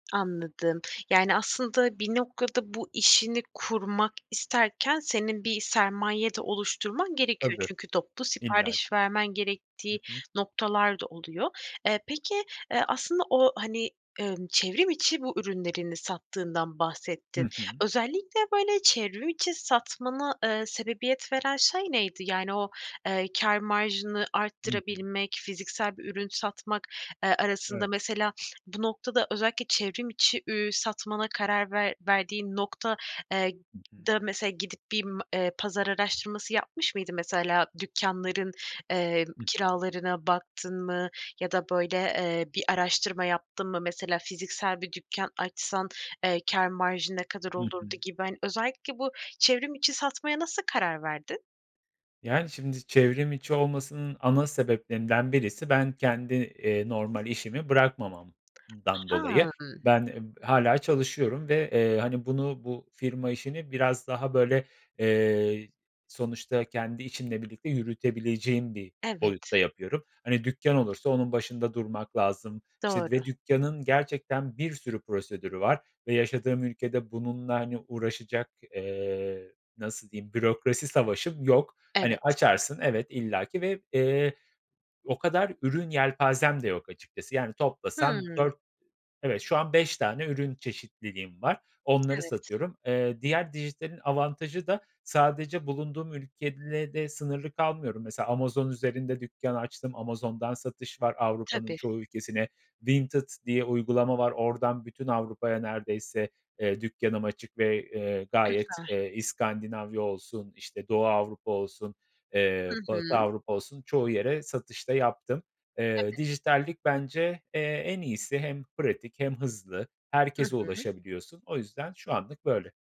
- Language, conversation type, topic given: Turkish, podcast, Kendi işini kurmayı hiç düşündün mü? Neden?
- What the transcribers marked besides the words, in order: other background noise; "ülkeyle" said as "ülkele"